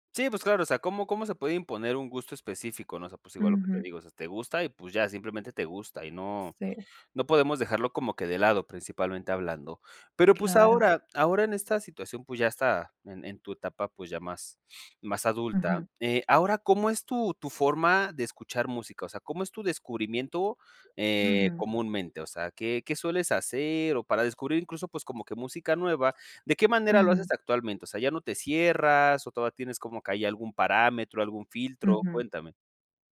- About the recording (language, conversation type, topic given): Spanish, podcast, ¿Qué te llevó a explorar géneros que antes rechazabas?
- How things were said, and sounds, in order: none